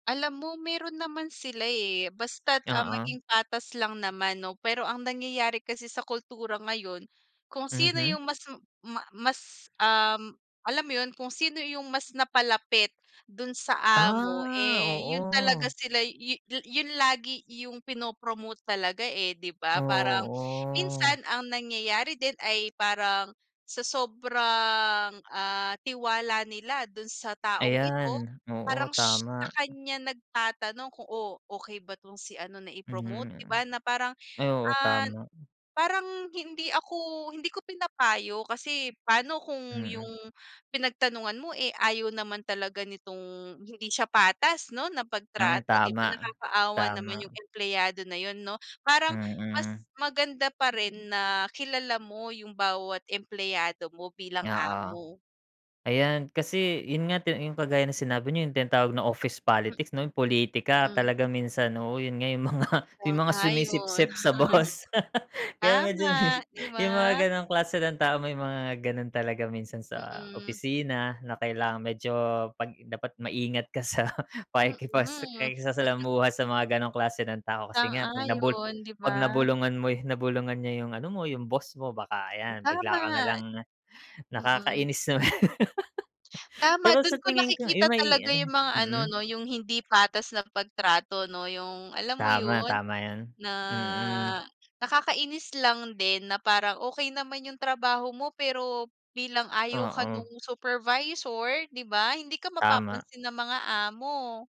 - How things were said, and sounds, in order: drawn out: "Ah"; drawn out: "Oo"; tapping; laughing while speaking: "mga"; chuckle; laughing while speaking: "boss"; laughing while speaking: "medyo"; laughing while speaking: "sa"; chuckle; laughing while speaking: "naman"; drawn out: "Na"
- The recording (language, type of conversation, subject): Filipino, unstructured, Ano ang nararamdaman mo kapag hindi patas ang pagtrato sa iyo sa trabaho?